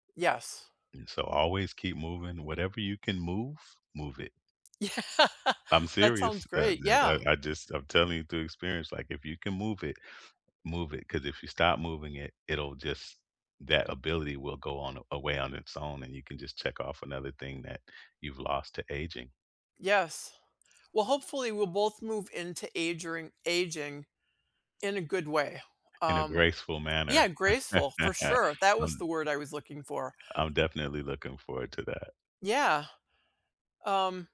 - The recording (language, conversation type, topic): English, unstructured, How has your view of aging changed over time, and what experiences reshaped it?
- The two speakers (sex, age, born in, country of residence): female, 65-69, United States, United States; male, 50-54, United States, United States
- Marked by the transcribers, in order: laughing while speaking: "Yeah"; chuckle